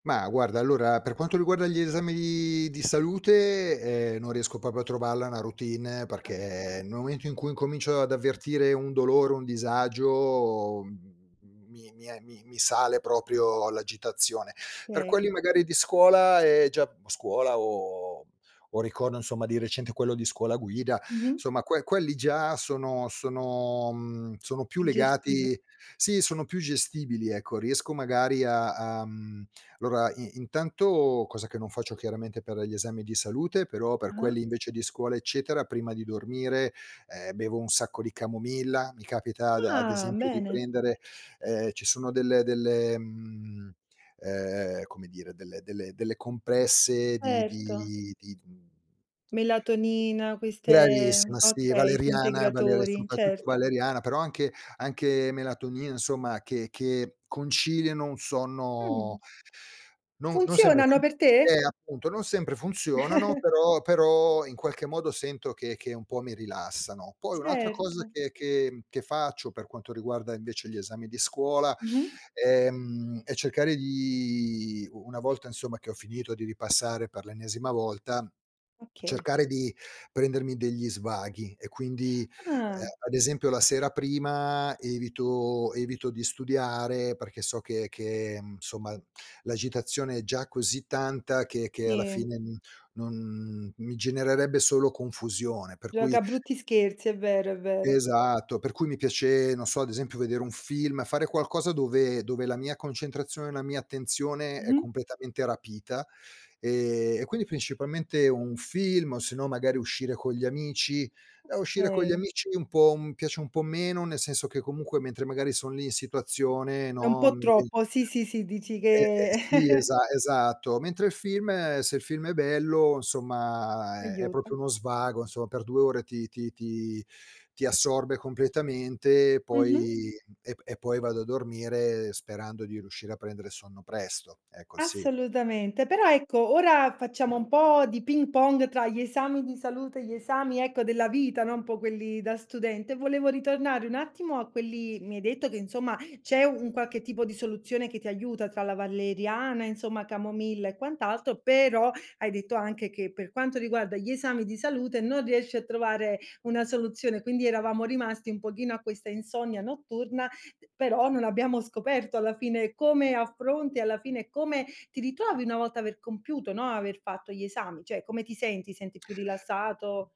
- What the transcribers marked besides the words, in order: "proprio" said as "popo"; unintelligible speech; "Okay" said as "kay"; "allora" said as "lora"; other background noise; tapping; chuckle; chuckle; unintelligible speech
- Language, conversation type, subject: Italian, podcast, Come gestisci l'ansia prima di un esame?